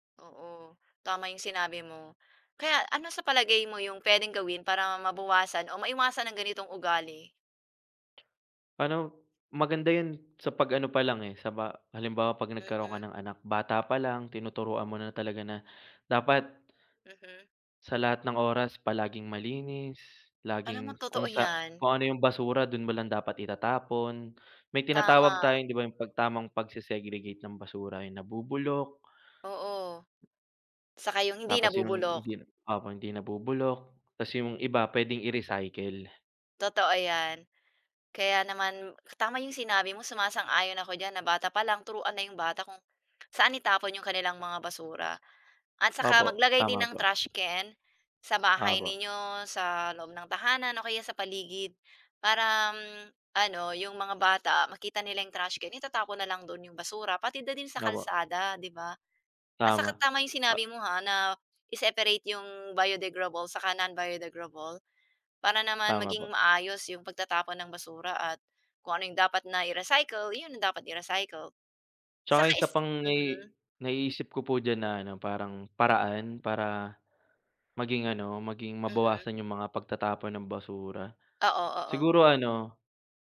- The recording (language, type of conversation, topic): Filipino, unstructured, Ano ang reaksyon mo kapag may nakikita kang nagtatapon ng basura kung saan-saan?
- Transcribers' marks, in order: other background noise; other noise; tapping; "biodegrable" said as "biodegradable"; "non-biodegradable" said as "biodegrable"